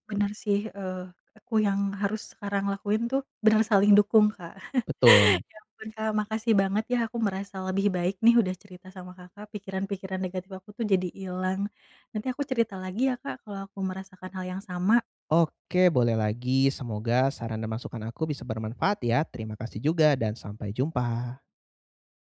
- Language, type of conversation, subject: Indonesian, advice, Bagaimana kepindahan kerja pasangan ke kota lain memengaruhi hubungan dan rutinitas kalian, dan bagaimana kalian menatanya bersama?
- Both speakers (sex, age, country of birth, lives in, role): female, 30-34, Indonesia, Indonesia, user; male, 20-24, Indonesia, Indonesia, advisor
- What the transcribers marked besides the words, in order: chuckle; tapping